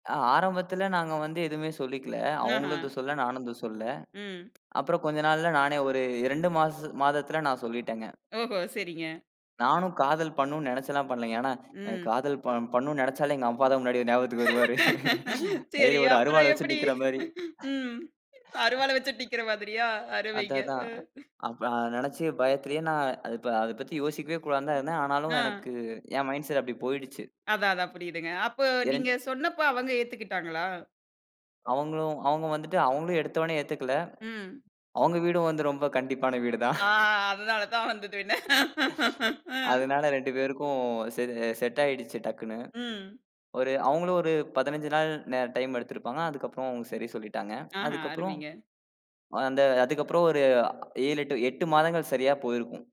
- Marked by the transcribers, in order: other noise; laughing while speaking: "சரி, அப்புறம் எப்படி? ம். அருவாள வச்சு நிக்கிற மாதிரியா? அருமைங்க. அ"; laughing while speaking: "ஞாபகத்துக்கு வருவாரு. கையில ஒரு அருவால வச்சு நிக்கிற மாரி"; tapping; in English: "மைன்ட் செட்"; laughing while speaking: "அவங்க வீடும் ரொம்ப கண்டிப்பான வீடு தான்"; drawn out: "ஆ"; laughing while speaking: "அதனாலதான் வந்தது வினை"; laugh
- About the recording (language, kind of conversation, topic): Tamil, podcast, உங்கள் குடும்பத்தில் நீங்கள் உண்மையை நேரடியாகச் சொன்ன ஒரு அனுபவத்தைப் பகிர முடியுமா?